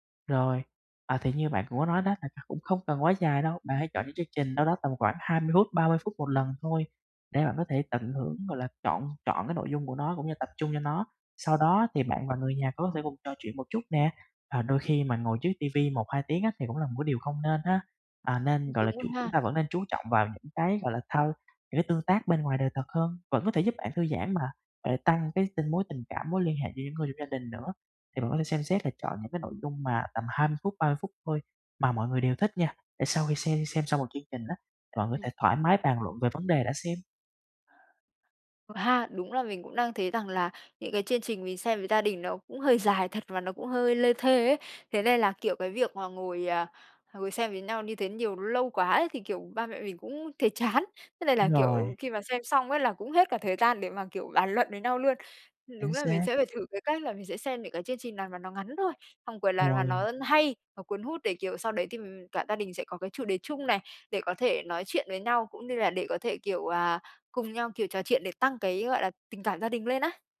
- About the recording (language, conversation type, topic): Vietnamese, advice, Làm sao để tránh bị xao nhãng khi xem phim hoặc nghe nhạc ở nhà?
- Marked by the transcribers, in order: tapping; laughing while speaking: "chán"; other background noise